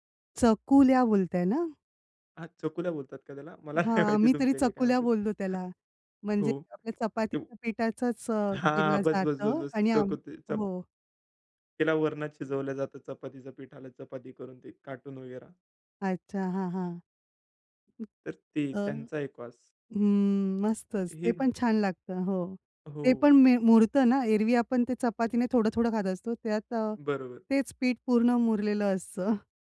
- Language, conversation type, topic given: Marathi, podcast, कोणत्या वासाने तुला लगेच घर आठवतं?
- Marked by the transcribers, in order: laughing while speaking: "मला काय माहिती तुमच्या इकडे काय म्हणतात?"; other noise; tapping